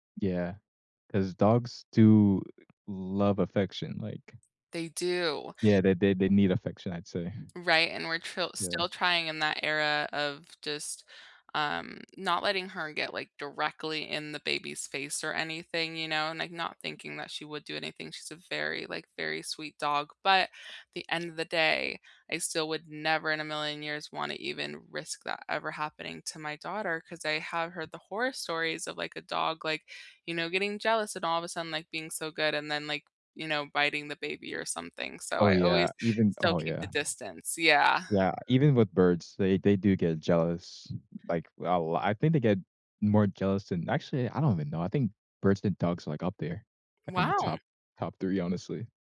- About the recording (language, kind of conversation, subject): English, unstructured, What kind of pet would fit your life best right now?
- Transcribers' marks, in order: tapping; other background noise